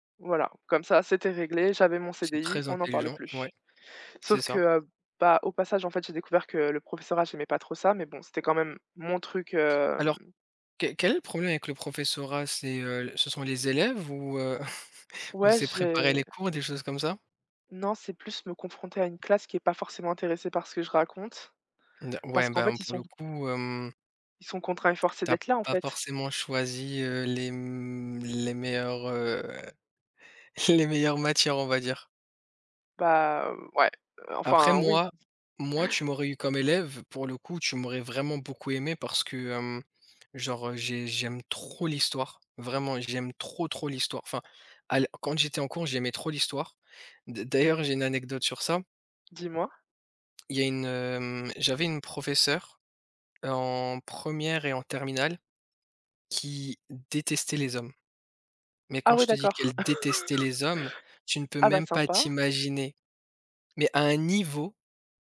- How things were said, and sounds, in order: tapping; chuckle; drawn out: "m"; laughing while speaking: "les"; chuckle; stressed: "trop"; chuckle; stressed: "niveau"
- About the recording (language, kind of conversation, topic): French, unstructured, Quelle est votre stratégie pour maintenir un bon équilibre entre le travail et la vie personnelle ?